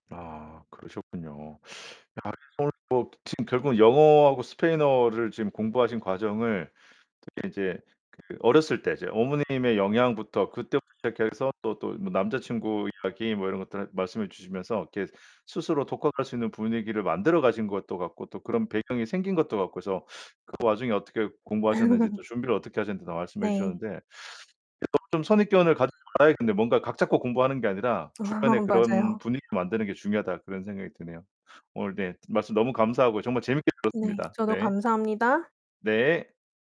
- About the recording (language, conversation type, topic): Korean, podcast, 독학으로 무언가를 배운 경험을 하나 들려주실 수 있나요?
- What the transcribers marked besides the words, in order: distorted speech; laugh; laughing while speaking: "아"; tapping